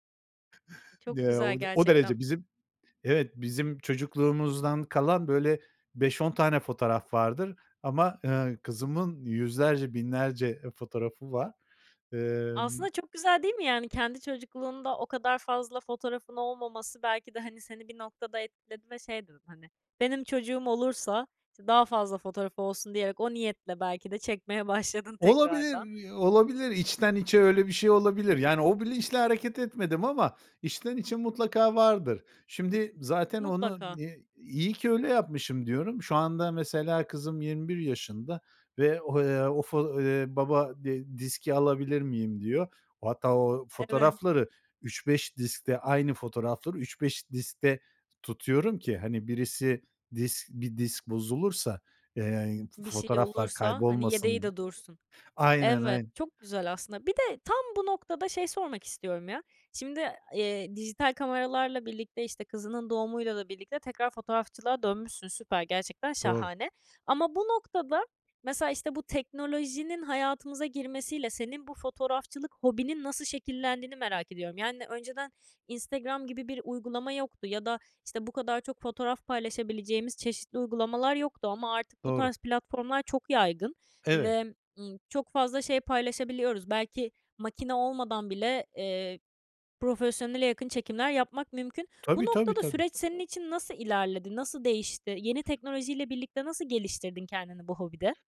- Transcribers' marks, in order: other background noise; tapping
- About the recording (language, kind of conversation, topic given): Turkish, podcast, Bir hobinin hayatını nasıl değiştirdiğini anlatır mısın?